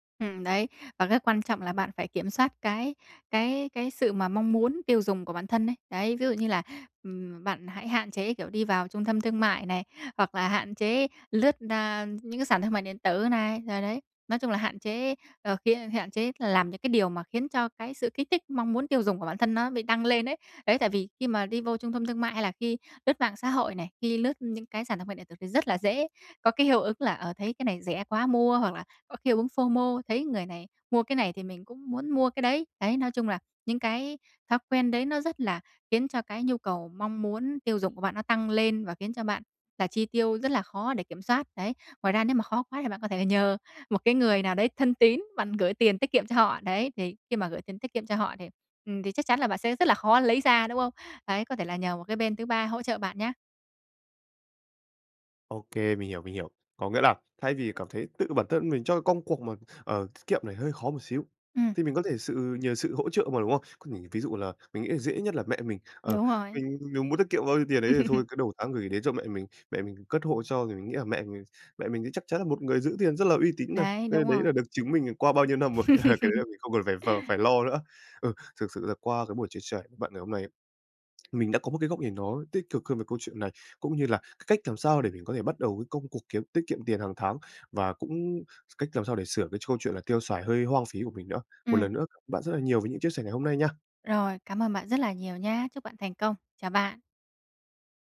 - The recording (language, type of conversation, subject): Vietnamese, advice, Làm sao để tiết kiệm tiền mỗi tháng khi tôi hay tiêu xài không kiểm soát?
- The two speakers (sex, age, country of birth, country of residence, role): female, 20-24, Vietnam, Vietnam, advisor; male, 18-19, Vietnam, Vietnam, user
- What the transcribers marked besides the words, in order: tapping; in English: "phô mô"; laughing while speaking: "nhờ"; laugh; laugh; unintelligible speech